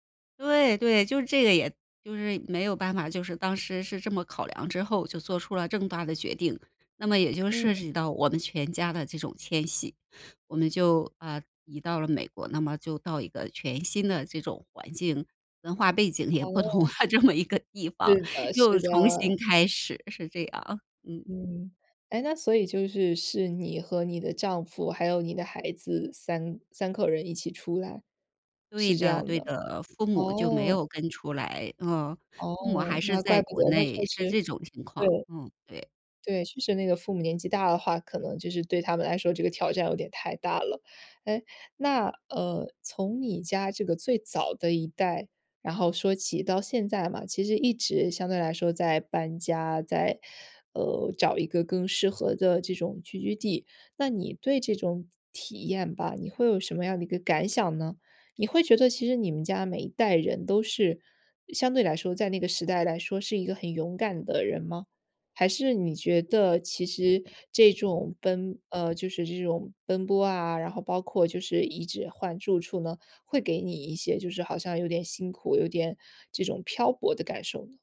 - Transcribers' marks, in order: laughing while speaking: "也不同了这么一个地方"; tapping; other background noise
- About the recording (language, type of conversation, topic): Chinese, podcast, 你能讲讲你家族的迁徙故事吗？